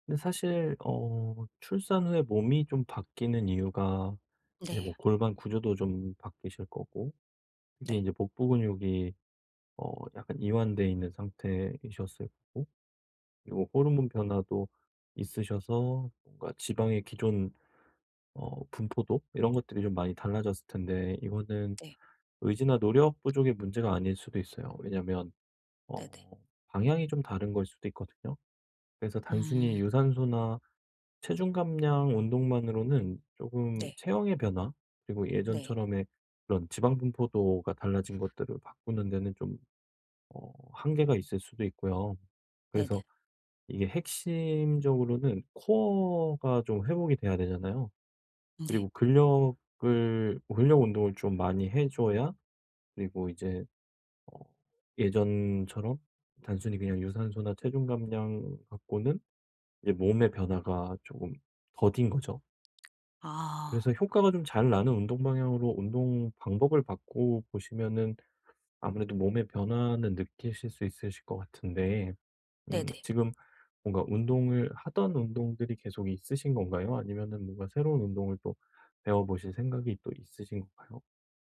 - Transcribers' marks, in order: other background noise; tapping
- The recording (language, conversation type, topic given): Korean, advice, 동기부여가 떨어질 때도 운동을 꾸준히 이어가기 위한 전략은 무엇인가요?